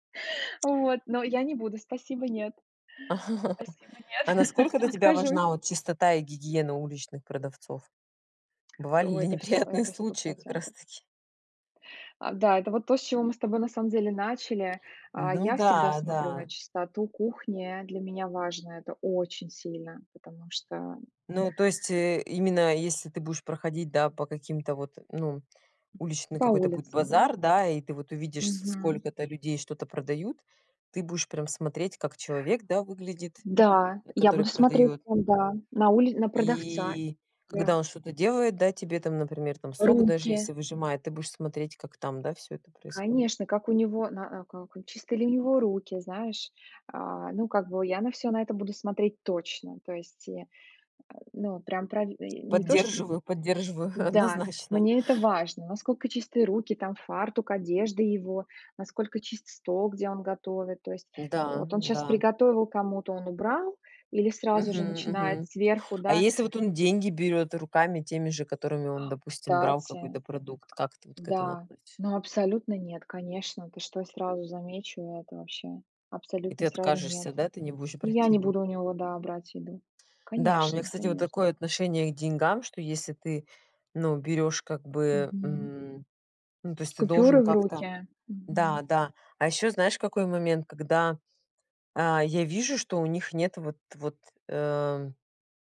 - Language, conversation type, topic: Russian, unstructured, Что вас больше всего отталкивает в уличной еде?
- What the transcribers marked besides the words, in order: tapping; laugh; laughing while speaking: "неприятные случаи как раз-таки?"; laughing while speaking: "однозначно"; laughing while speaking: "брать"